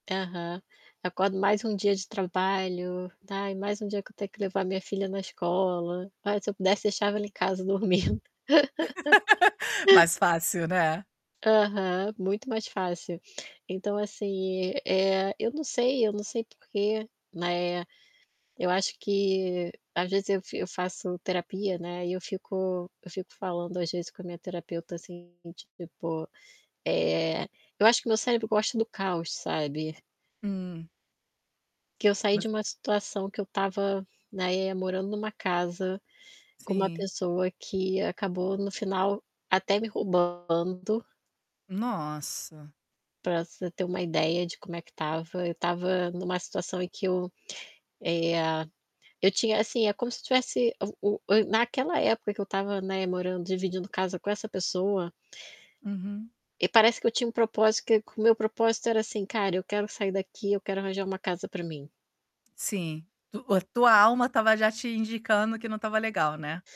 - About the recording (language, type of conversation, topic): Portuguese, advice, Como você se sente ao perceber que está sem propósito ou direção no dia a dia?
- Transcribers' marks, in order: distorted speech; laugh; tapping